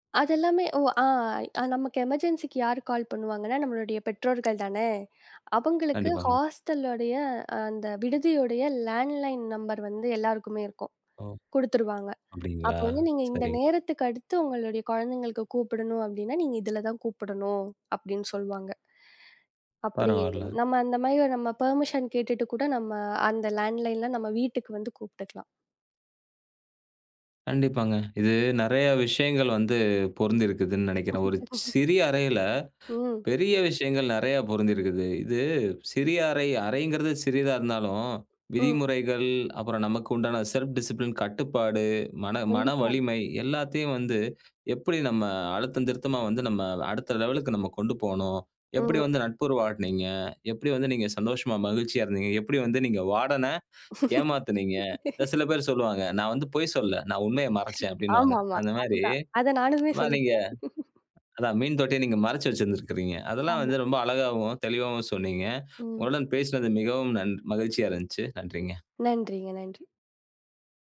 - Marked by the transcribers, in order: in English: "எமர்ஜென்ஸிக்கு"; in English: "ஹாஸ்டளுடைய"; in English: "லாண்ட்லைன் நம்பர்"; in English: "பர்மிஷன்"; in English: "லாண்ட்லைன்ல"; chuckle; in English: "செல்ஃப் டிசிப்ளின்"; in English: "லெவல்க்கு"; in English: "வாடன"; laugh; chuckle; chuckle
- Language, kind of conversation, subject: Tamil, podcast, சிறிய அறையை பயனுள்ளதாக எப்படிச் மாற்றுவீர்கள்?